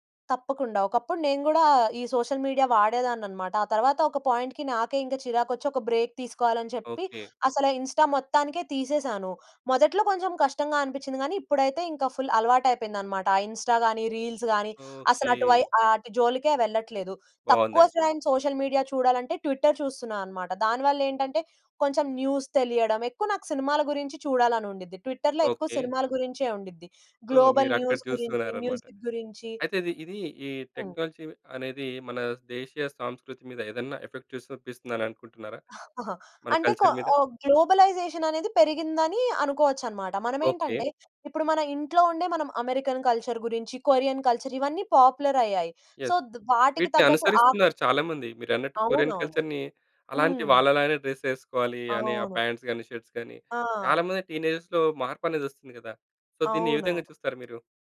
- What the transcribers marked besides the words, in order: in English: "సోషల్ మీడియా"; in English: "పాయింట్‌కి"; in English: "బ్రేక్"; in English: "ఇన్‌స్టా"; in English: "ఫుల్"; in English: "ఇన్‌స్టా"; in English: "రీల్స్"; in English: "సోషల్ మీడియా"; in English: "ట్విట్టర్"; in English: "న్యూస్"; in English: "ట్విట్టర్‌లో"; in English: "సో"; in English: "గ్లోబల్ న్యూస్"; in English: "మ్యూజిక్"; in English: "టెక్నాలజీ"; in English: "ఎఫెక్ట్"; chuckle; in English: "గ్లోబలైజేషన్"; in English: "కల్చర్"; in English: "కల్చర్"; in English: "కల్చర్"; in English: "పాపులర్"; in English: "యస్!"; in English: "సో"; in English: "కల్చర్‌ని"; in English: "డ్రెస్"; in English: "పాంట్స్"; in English: "షర్ట్స్"; in English: "టీనేజర్‌లో"; in English: "సో"
- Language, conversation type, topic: Telugu, podcast, టెక్నాలజీ వాడకం మీ మానసిక ఆరోగ్యంపై ఎలాంటి మార్పులు తెస్తుందని మీరు గమనించారు?